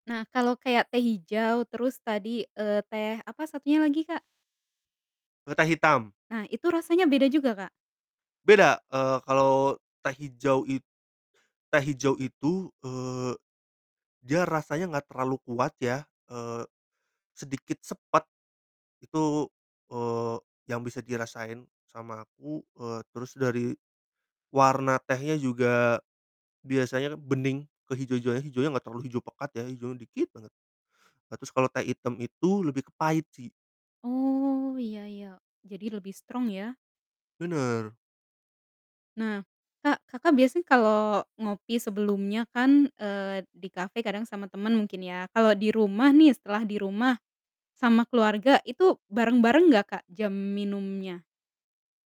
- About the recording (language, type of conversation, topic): Indonesian, podcast, Kebiasaan minum kopi dan/atau teh di rumah
- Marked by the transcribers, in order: in English: "strong"; tapping